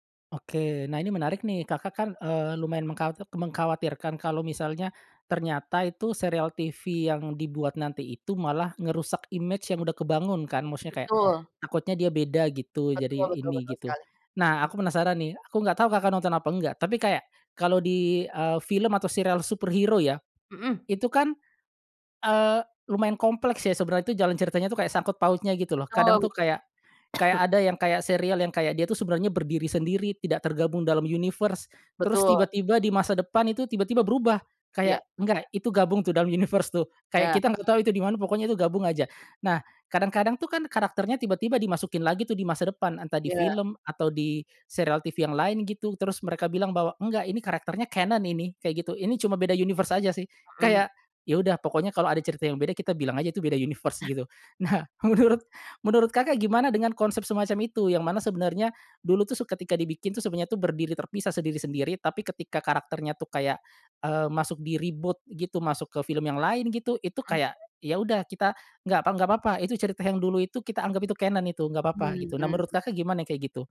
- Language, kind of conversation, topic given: Indonesian, podcast, Mengapa banyak acara televisi dibuat ulang atau dimulai ulang?
- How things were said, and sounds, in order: in English: "superhero"; other background noise; cough; in English: "universe"; in English: "universe"; background speech; in English: "canon"; in English: "universe"; in English: "universe"; laughing while speaking: "Nah, menurut"; in English: "di-reboot"; in English: "canon"